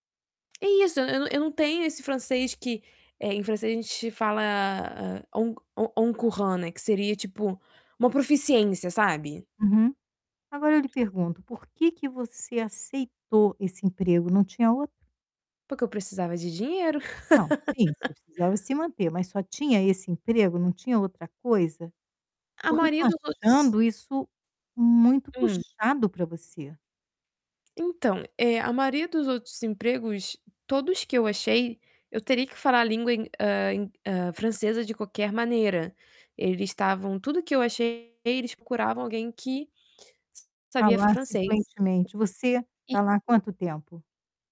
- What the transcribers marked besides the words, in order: tapping; in French: "au au au courant"; laugh; distorted speech; other background noise
- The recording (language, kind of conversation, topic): Portuguese, advice, Como posso me sentir valioso mesmo quando não atinjo minhas metas?